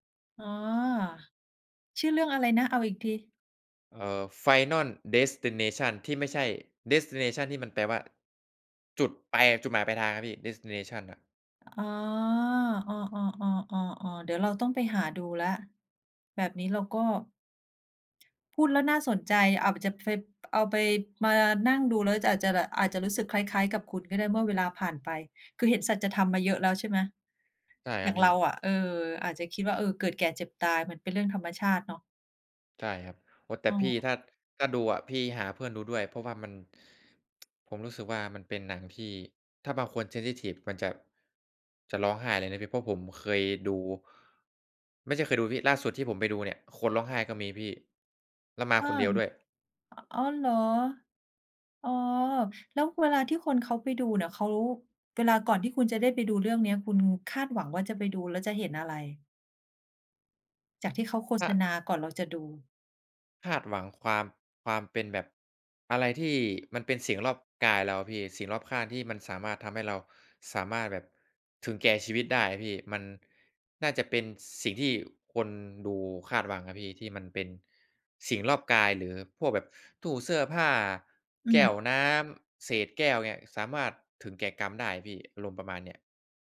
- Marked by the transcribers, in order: in English: "Destination"; in English: "Destination"; tsk; in English: "เซนซิทิฟ"
- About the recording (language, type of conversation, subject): Thai, unstructured, อะไรทำให้ภาพยนตร์บางเรื่องชวนให้รู้สึกน่ารังเกียจ?